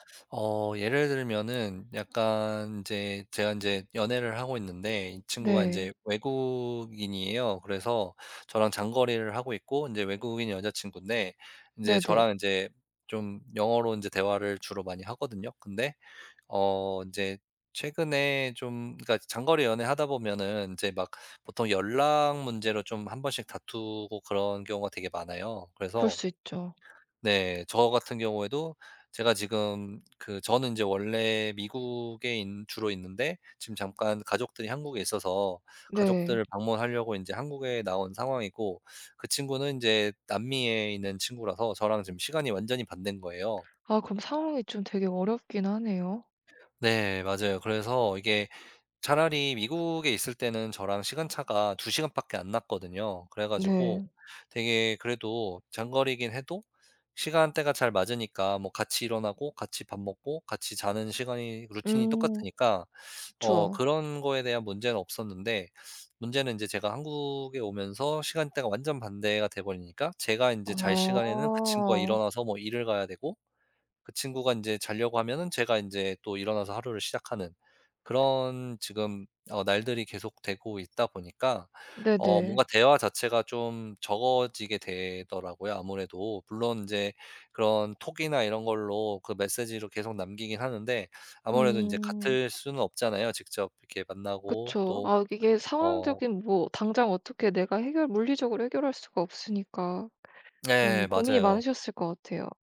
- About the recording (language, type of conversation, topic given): Korean, advice, 갈등 상황에서 말다툼을 피하게 되는 이유는 무엇인가요?
- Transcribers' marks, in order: tapping; other background noise